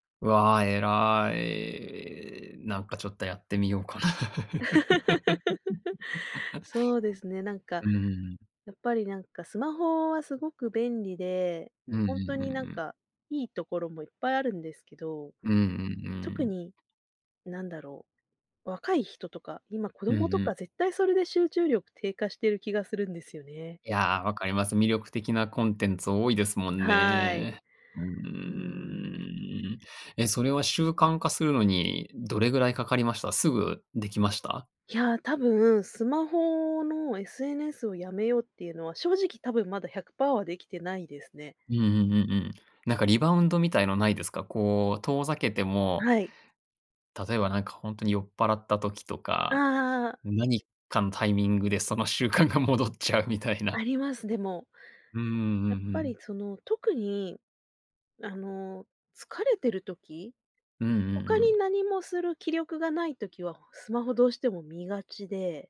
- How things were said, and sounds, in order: laugh; chuckle; laughing while speaking: "その習慣が戻っちゃうみたいな"; tapping
- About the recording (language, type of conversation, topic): Japanese, podcast, スマホは集中力にどのような影響を与えますか？